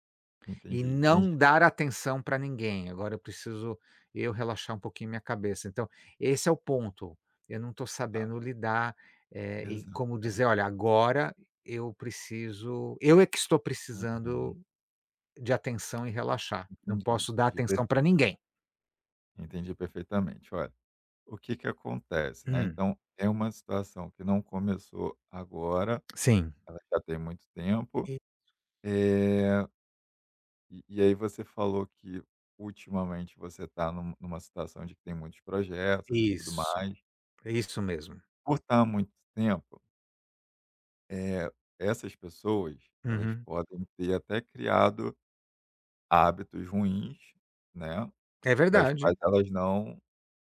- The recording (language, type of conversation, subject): Portuguese, advice, Como lidar com uma convivência difícil com os sogros ou com a família do(a) parceiro(a)?
- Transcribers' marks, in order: tapping